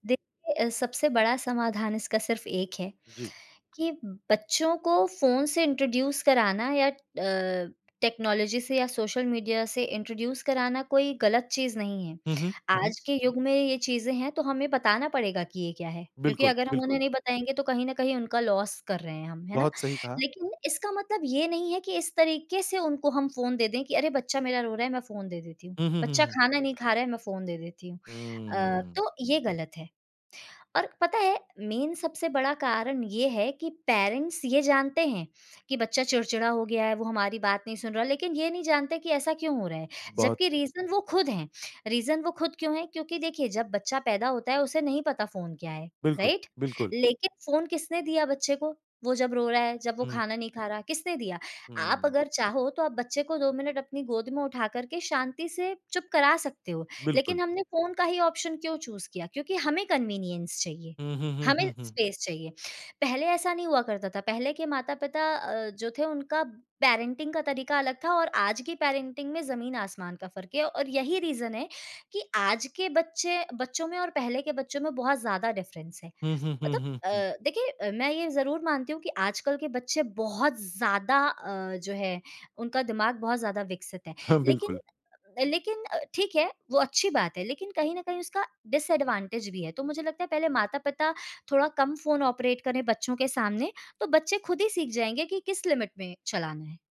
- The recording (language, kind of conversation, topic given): Hindi, podcast, क्या सोशल मीडिया ने आपकी तन्हाई कम की है या बढ़ाई है?
- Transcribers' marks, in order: in English: "इंट्रोड्यूस"; in English: "टेक्नोलॉज़ी"; in English: "इंट्रोड्यूस"; in English: "लॉस"; in English: "मेन"; in English: "पेरेंट्स"; in English: "रीज़न"; in English: "रीजन"; in English: "राइट?"; tapping; in English: "ऑप्शन"; in English: "चूज़"; in English: "कन्वीनियंस"; in English: "स्पेस"; in English: "पैरेंटिंग"; in English: "पैरेंटिंग"; in English: "रीज़न"; in English: "डिफरेंस"; in English: "डिसएडवांटेज"; in English: "ऑपरेट"; in English: "लिमिट"